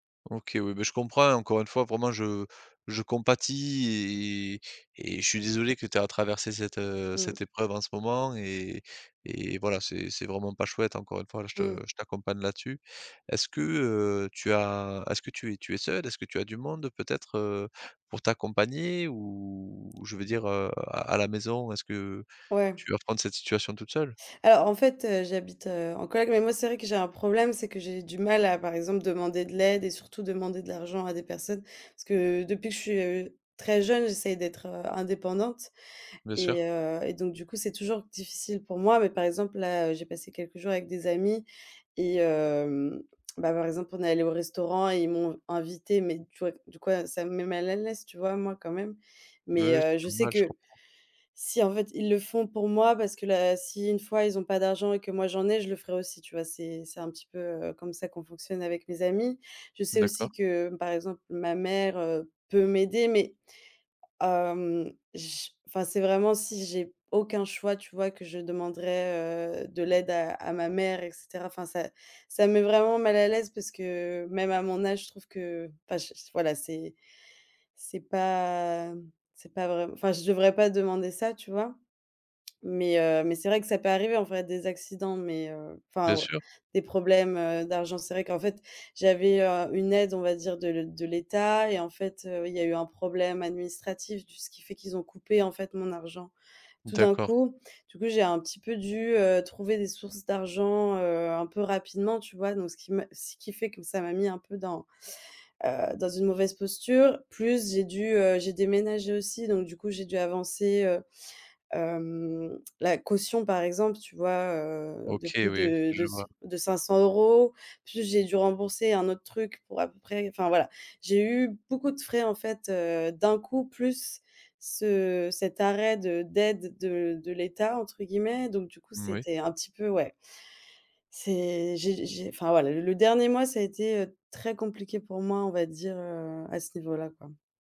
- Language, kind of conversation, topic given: French, advice, Comment décririez-vous votre inquiétude persistante concernant l’avenir ou vos finances ?
- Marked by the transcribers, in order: tapping